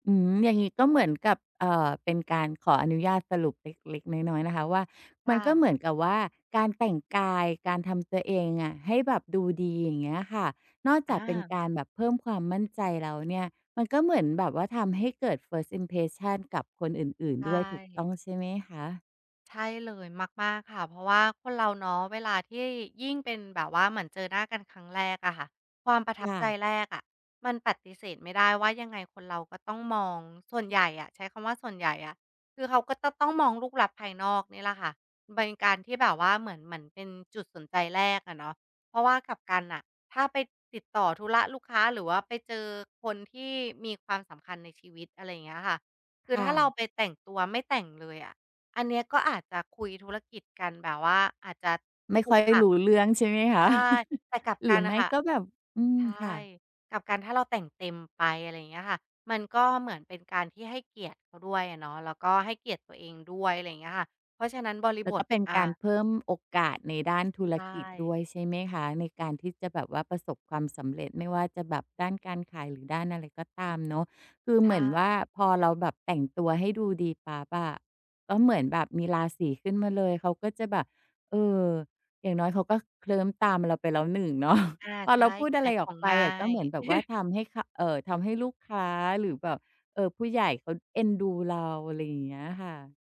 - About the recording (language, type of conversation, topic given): Thai, podcast, คุณคิดว่าการแต่งกายส่งผลต่อความมั่นใจอย่างไรบ้าง?
- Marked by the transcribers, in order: in English: "First impression"; chuckle; laughing while speaking: "เนาะ"; giggle